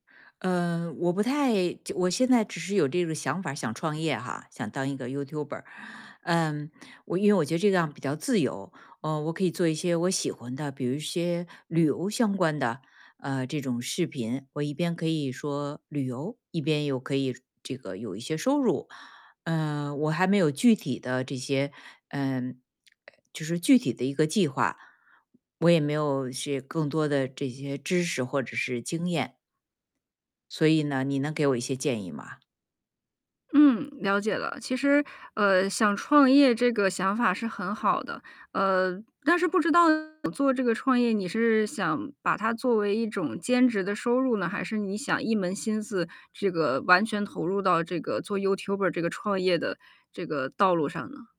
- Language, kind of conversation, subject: Chinese, advice, 我想创业但又担心失败和亏损，该怎么办？
- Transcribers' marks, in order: in English: "YouTuber"; other background noise; distorted speech; in English: "YouTuber"